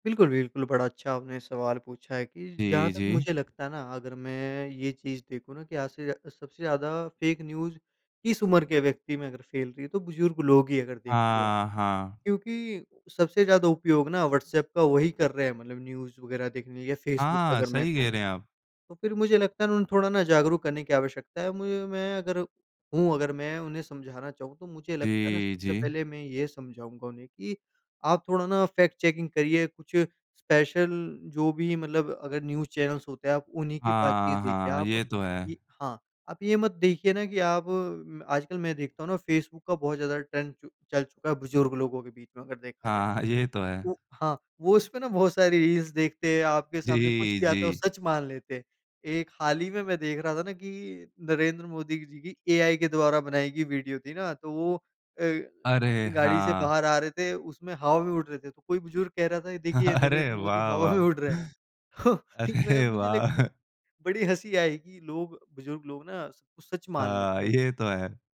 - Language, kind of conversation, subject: Hindi, podcast, ऑनलाइन खबरें और जानकारी पढ़ते समय आप सच को कैसे परखते हैं?
- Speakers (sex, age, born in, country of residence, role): male, 20-24, India, India, host; male, 45-49, India, India, guest
- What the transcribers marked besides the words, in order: in English: "फ़ेक न्यूज़"; in English: "न्यूज़"; in English: "फैक्ट चेकिंग"; in English: "स्पेशल"; in English: "न्यूज़ चैनल्स"; in English: "ट्रेंड"; laughing while speaking: "ये तो है"; in English: "रील्स"; laughing while speaking: "अरे, वाह! वाह! अरे, वाह!"; laughing while speaking: "हवा में उड़"; chuckle